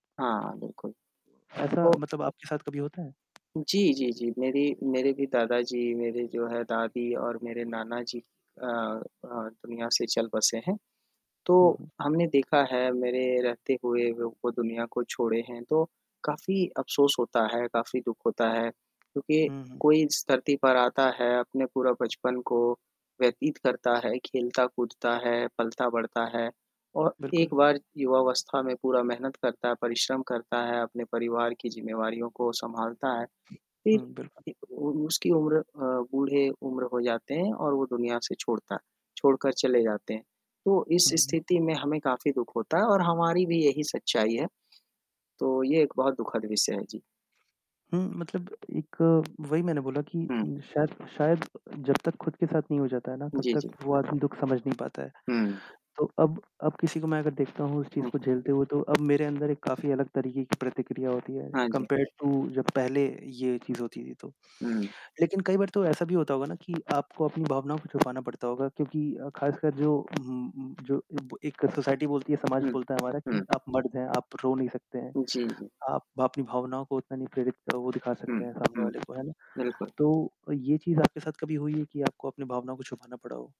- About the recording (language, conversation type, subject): Hindi, unstructured, किसी के दुख को देखकर आपकी क्या प्रतिक्रिया होती है?
- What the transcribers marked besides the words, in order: static; distorted speech; other background noise; in English: "कंपेयर्ड टू"; in English: "सोसाइटी"